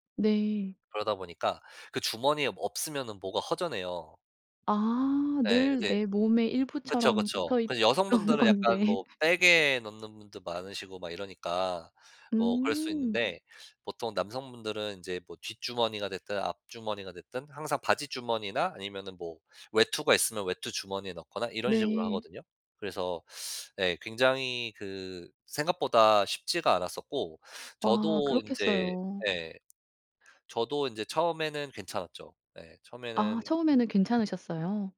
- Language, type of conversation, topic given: Korean, podcast, 스마트폰이 하루 동안 없어지면 어떻게 시간을 보내실 것 같나요?
- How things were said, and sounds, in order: tapping; laughing while speaking: "있던 건데"; laugh; other background noise